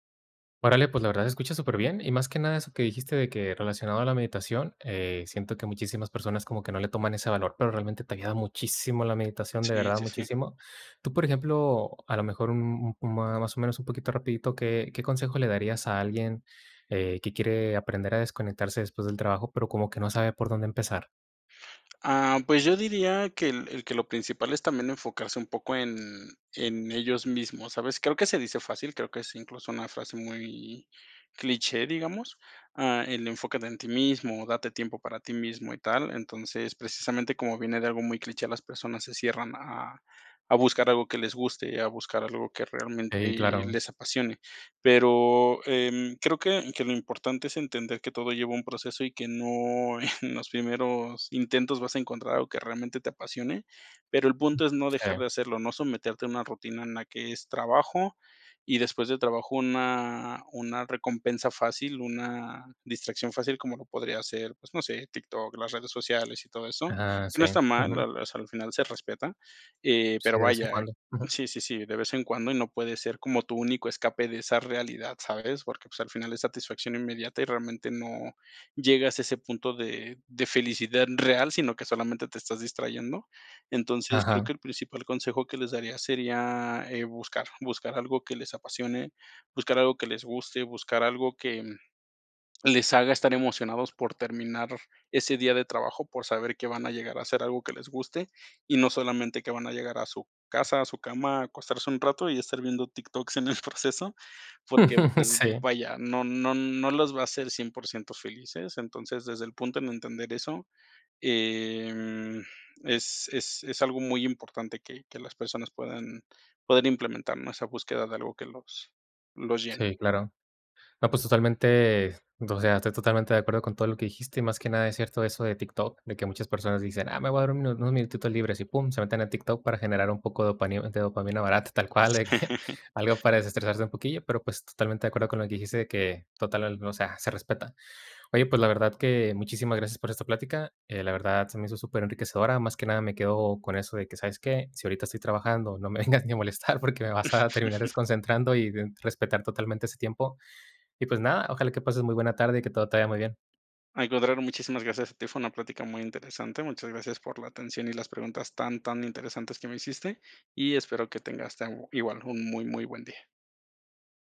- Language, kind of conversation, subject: Spanish, podcast, ¿Qué trucos tienes para desconectar del celular después del trabajo?
- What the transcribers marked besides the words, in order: stressed: "muchísimo"; laughing while speaking: "en"; other background noise; chuckle; laughing while speaking: "en el"; drawn out: "em"; chuckle; laughing while speaking: "de que"; laughing while speaking: "vengas"; chuckle